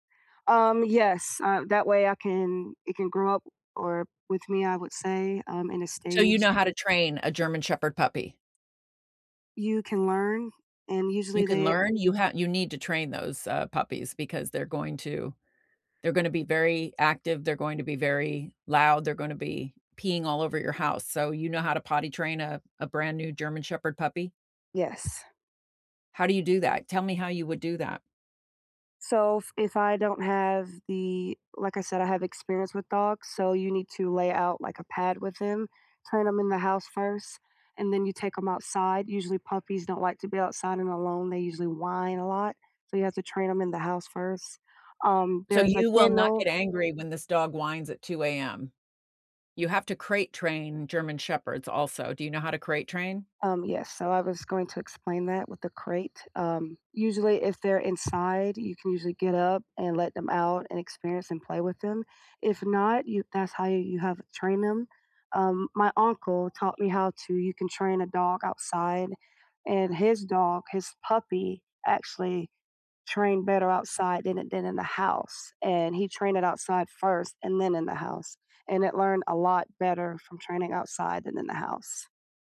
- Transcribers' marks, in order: other background noise; background speech
- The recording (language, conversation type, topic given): English, unstructured, What is the most surprising thing animals can sense about people?